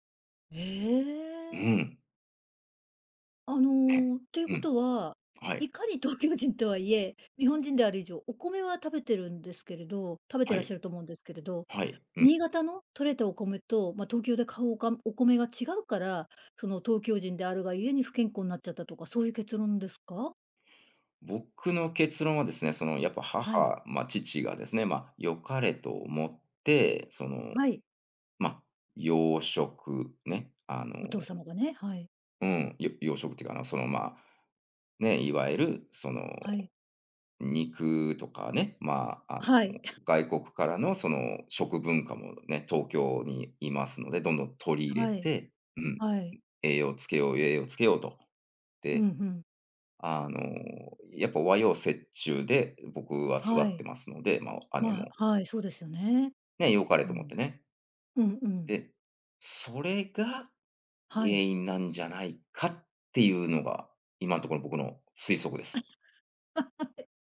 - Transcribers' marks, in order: chuckle; other noise; throat clearing; laugh; laughing while speaking: "はい"
- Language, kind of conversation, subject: Japanese, podcast, 食文化に関して、特に印象に残っている体験は何ですか?